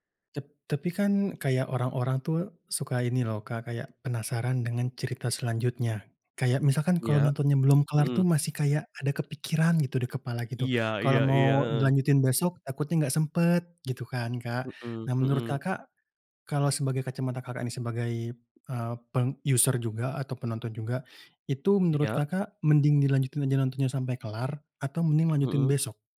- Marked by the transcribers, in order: in English: "user"
- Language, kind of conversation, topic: Indonesian, podcast, Bagaimana layanan streaming mengubah kebiasaan menonton orang?